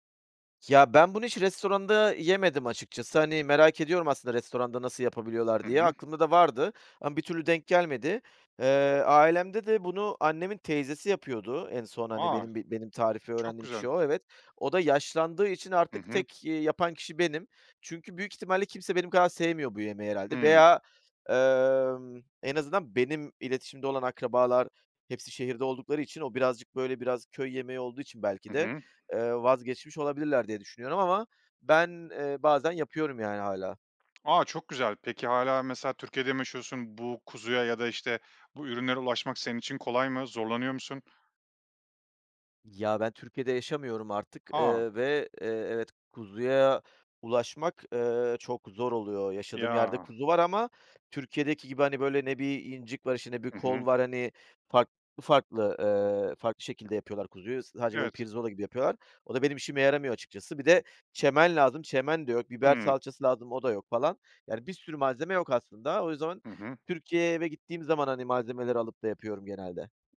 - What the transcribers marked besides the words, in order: other background noise
- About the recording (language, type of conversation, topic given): Turkish, podcast, Ailenin aktardığı bir yemek tarifi var mı?